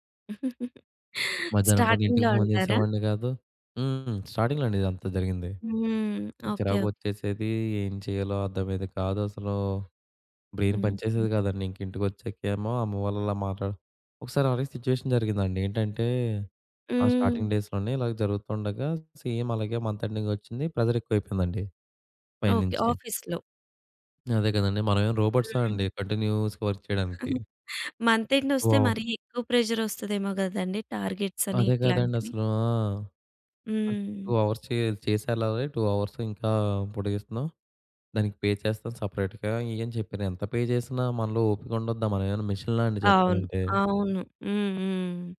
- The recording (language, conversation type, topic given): Telugu, podcast, పని మరియు కుటుంబంతో గడిపే సమయాన్ని మీరు ఎలా సమతుల్యం చేస్తారు?
- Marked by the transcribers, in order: chuckle; in English: "స్టార్టింగ్‌లో"; in English: "స్టార్టింగ్‌లో"; other background noise; in English: "బ్రెయిన్"; in English: "సిట్యుయేషన్"; in English: "స్టార్టింగ్ డేస్‌లోనే"; in English: "సేమ్"; in English: "మంత్"; in English: "ప్రెషర్"; in English: "ఆఫీస్‌లో"; in English: "కంటిన్యూస్‌గా వర్క్"; chuckle; in English: "మంత్ ఎండ్"; in English: "ప్రెషర్"; in English: "టూ అవర్స్"; in English: "టూ అవర్స్"; in English: "పే"; in English: "సెపరేట్‌గా"; in English: "పే"; in English: "మిషన్‌లా"